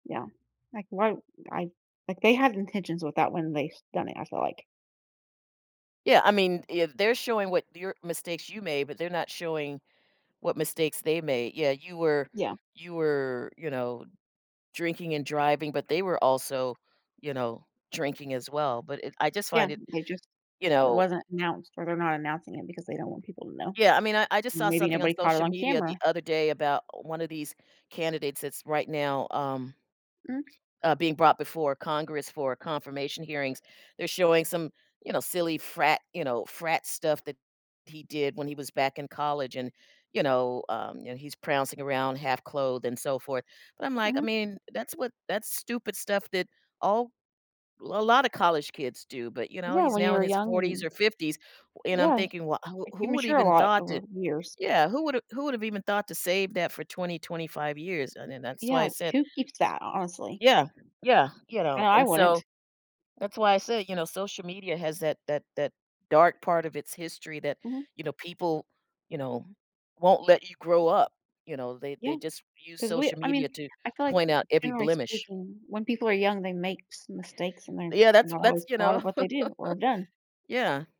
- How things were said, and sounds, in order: other background noise; "prancing" said as "prowncing"; tapping; chuckle
- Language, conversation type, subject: English, unstructured, How have new technologies and platforms changed the way we find and interact with online content?
- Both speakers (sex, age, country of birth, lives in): female, 30-34, United States, United States; female, 60-64, United States, United States